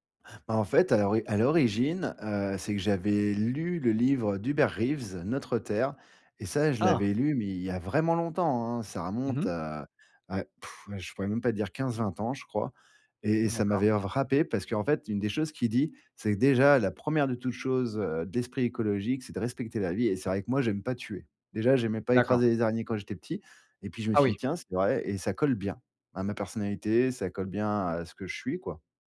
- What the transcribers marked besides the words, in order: blowing; "frappé" said as "vrapé"
- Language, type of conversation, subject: French, podcast, Quel geste simple peux-tu faire près de chez toi pour protéger la biodiversité ?